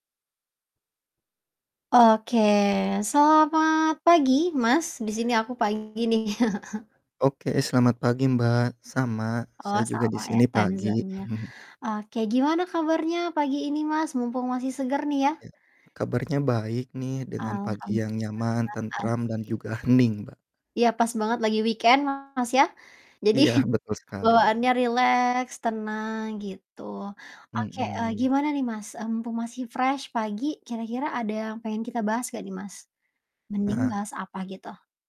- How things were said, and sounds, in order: distorted speech; chuckle; in English: "timezone-nya"; chuckle; static; in English: "weekend"; chuckle; in English: "fresh"
- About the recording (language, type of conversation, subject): Indonesian, unstructured, Bagaimana kamu merayakan pencapaian kecil dalam hidup?